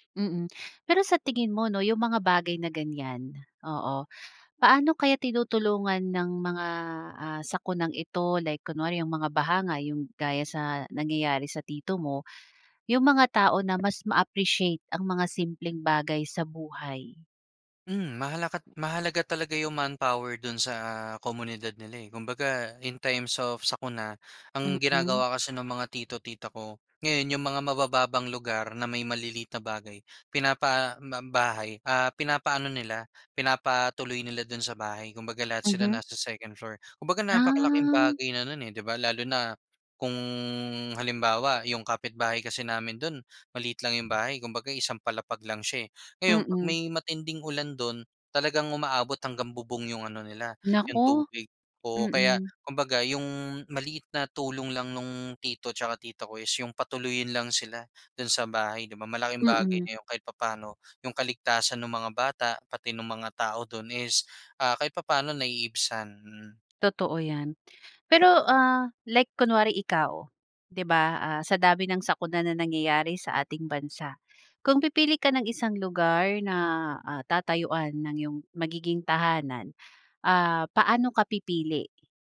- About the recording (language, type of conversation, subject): Filipino, podcast, Anong mga aral ang itinuro ng bagyo sa komunidad mo?
- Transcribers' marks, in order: in English: "ma-appreciate"; in English: "in times of"